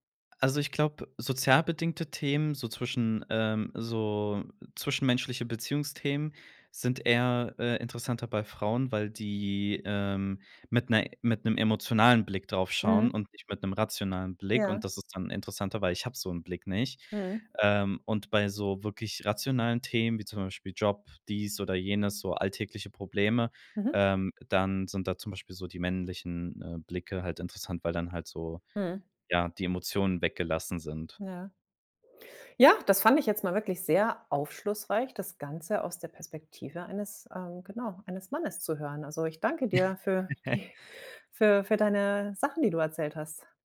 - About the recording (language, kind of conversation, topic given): German, podcast, Wie sprichst du über deine Gefühle mit anderen?
- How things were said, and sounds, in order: stressed: "hab"; other background noise; anticipating: "Ja. Das fand ich jetzt mal wirklich sehr aufschlussreich, das Ganze"; giggle